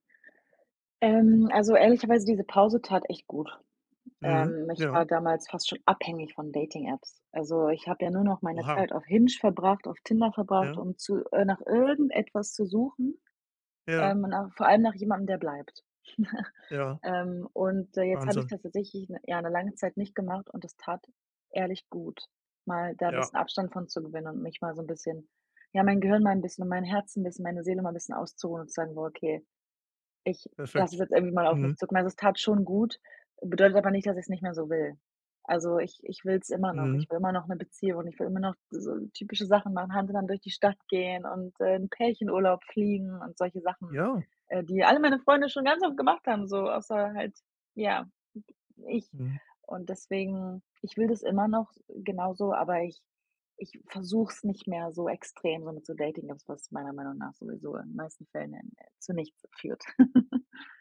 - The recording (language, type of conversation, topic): German, advice, Wie gehst du mit Unsicherheit nach einer Trennung oder beim Wiedereinstieg ins Dating um?
- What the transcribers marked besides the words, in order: stressed: "abhängig"; stressed: "irgendetwas"; chuckle; chuckle